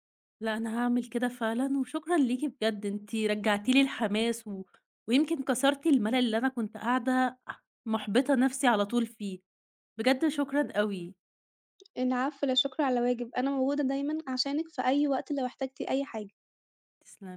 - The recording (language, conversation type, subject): Arabic, advice, إزاي أطلع من ملل روتين التمرين وألاقي تحدّي جديد؟
- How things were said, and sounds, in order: tapping; other noise